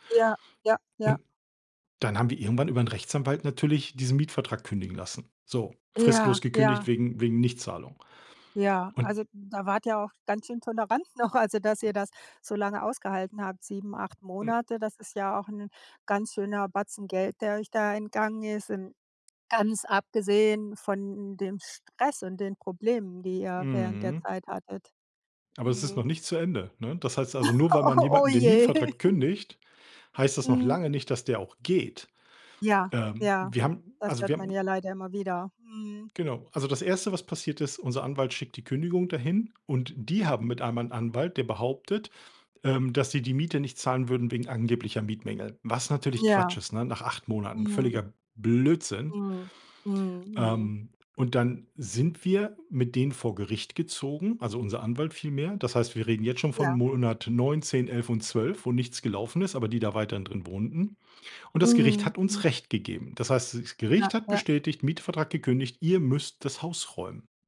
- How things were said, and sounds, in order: other background noise; laughing while speaking: "also"; chuckle; laughing while speaking: "Oh, oh je"; laugh; stressed: "geht"; drawn out: "Blödsinn"; stressed: "Blödsinn"
- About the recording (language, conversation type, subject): German, podcast, Würdest du lieber kaufen oder mieten, und warum?